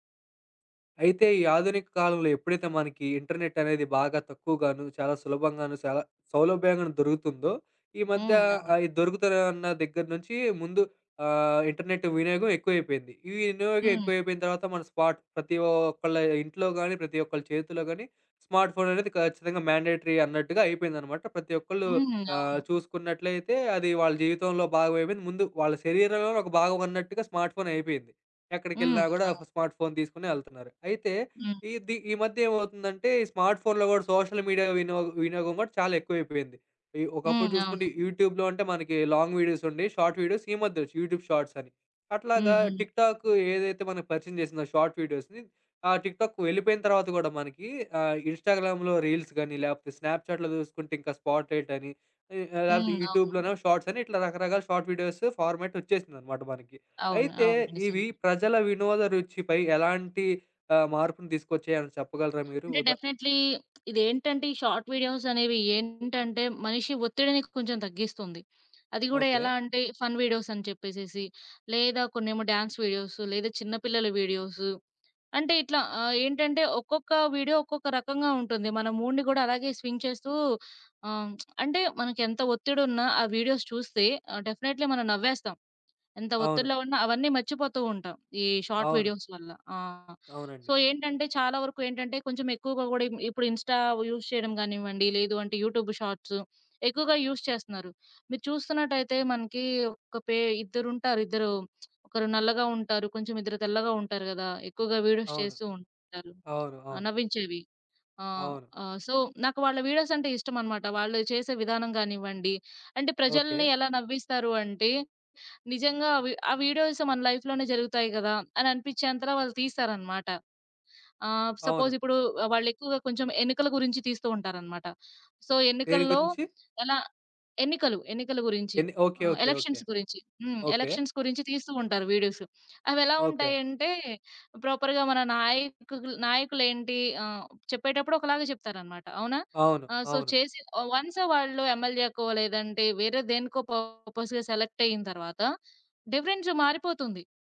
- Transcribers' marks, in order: in English: "ఇంటర్‌నెట్"; in English: "ఇంటర్‌నెట్"; in English: "స్పాట్"; in English: "స్మార్ట్ ఫోన్"; in English: "మాండేటరీ"; in English: "స్మార్ట్ ఫోన్"; in English: "స్మార్ట్ ఫోన్"; tapping; in English: "స్మార్ట్ ఫోన్‌లో"; in English: "సోషల్ మీడియా"; in English: "యూట్యూబ్‌లో"; in English: "లాంగ్ వీడియోస్"; in English: "షార్ట్ వీడియోస్"; in English: "యూట్యూబ్ షార్ట్స్"; in English: "టిక్ టాక్"; in English: "షార్ట్ వీడియోస్‌ని"; in English: "టిక్ టాక్"; in English: "ఇన్‌స్టా‌గ్రామ్‌లో రీల్స్"; in English: "స్నాప్‌చా‌ట్‌లో"; in English: "స్పాట్‌లైట్"; in English: "యూట్యూబ్‌లోనో షార్ట్స్"; in English: "షార్ట్ వీడియోస్ ఫార్మాట్"; in English: "డెఫినెట్‌లీ"; in English: "షార్ట్"; other background noise; in English: "ఫన్"; in English: "డాన్స్"; in English: "మూడ్‌ని"; in English: "స్వింగ్"; lip smack; in English: "వీడియోస్"; in English: "డెఫినెట్‌లీ"; in English: "షార్ట్ వీడియోస్"; in English: "సో"; in English: "ఇన్‌స్టా యూజ్"; in English: "యూట్యూబ్ షార్ట్స్"; in English: "యూజ్"; in English: "వీడియోస్"; in English: "సో"; in English: "వీడియోస్"; in English: "లైఫ్‌లోనే"; in English: "సపోజ్"; in English: "సో"; in English: "ఎలక్షన్స్"; in English: "ఎలక్షన్స్"; in English: "వీడియోస్"; in English: "ప్రాపర్‌గా"; in English: "సో"; in English: "వన్స్"; in English: "పర్పస్‌గా సెలెక్టయ్యిన"; in English: "డిఫరెన్సు"
- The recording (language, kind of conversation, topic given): Telugu, podcast, షార్ట్ వీడియోలు ప్రజల వినోద రుచిని ఎలా మార్చాయి?